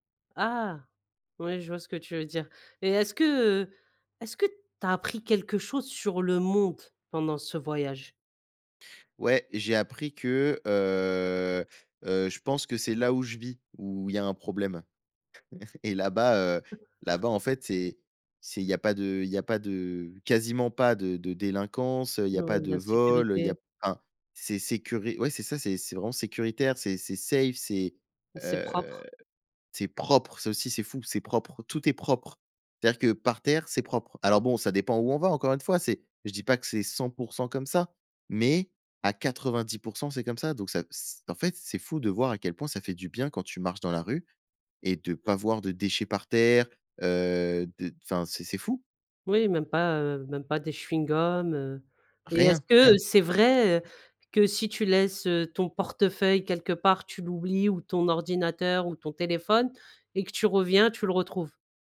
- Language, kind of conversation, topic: French, podcast, Parle-moi d’un voyage qui t’a vraiment marqué ?
- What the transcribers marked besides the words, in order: drawn out: "heu"; chuckle; chuckle; in English: "safe"; stressed: "propre"; other background noise